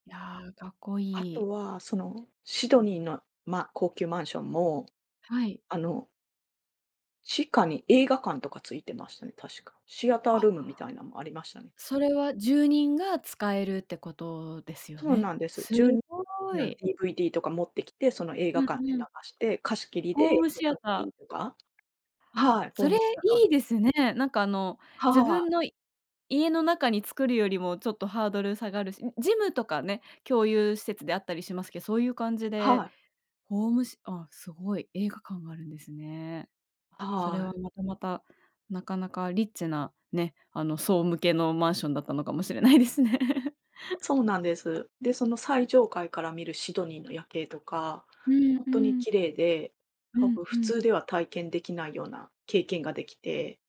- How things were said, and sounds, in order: other background noise; unintelligible speech; unintelligible speech; laughing while speaking: "しれないですね"; chuckle; tapping
- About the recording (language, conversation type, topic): Japanese, podcast, 旅先で出会った面白い人について聞かせていただけますか？